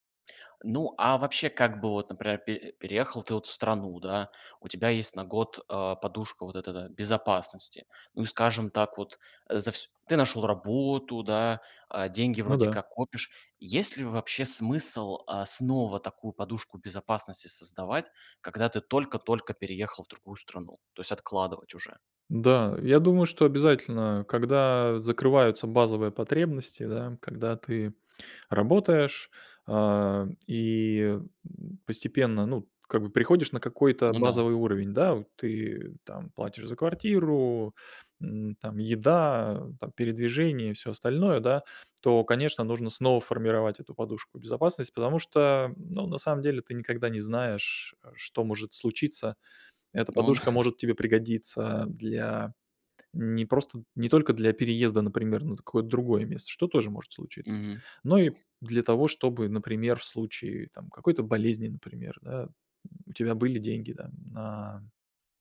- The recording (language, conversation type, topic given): Russian, podcast, Как минимизировать финансовые риски при переходе?
- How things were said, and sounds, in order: tapping; chuckle; other background noise